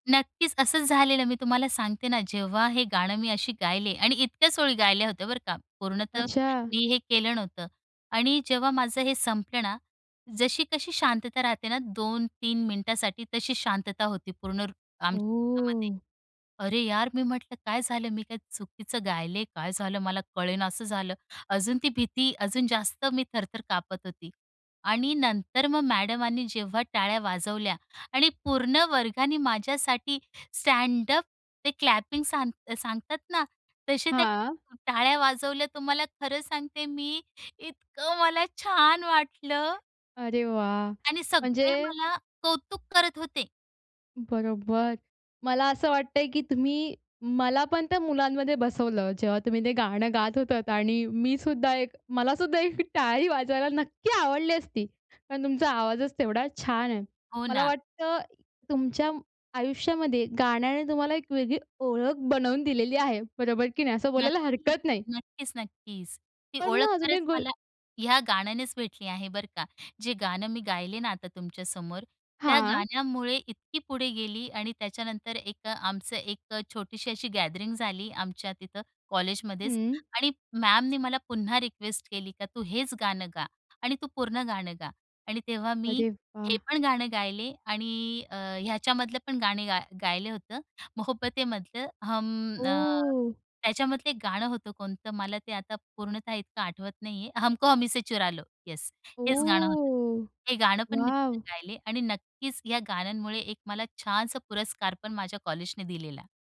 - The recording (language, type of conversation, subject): Marathi, podcast, संगीताने तुमची ओळख कशी घडवली?
- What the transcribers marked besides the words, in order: drawn out: "ओह"; unintelligible speech; in English: "स्टँडअप"; in English: "क्लॅपिंग"; joyful: "तुम्हाला खरं सांगते, मी इतकं मला छान वाटलं"; other background noise; joyful: "गाणं गात होतात"; joyful: "टाळी वाजवायला नक्की आवडली असती"; tapping; in Hindi: "हम"; in Hindi: "हमको हमी से चुरालो"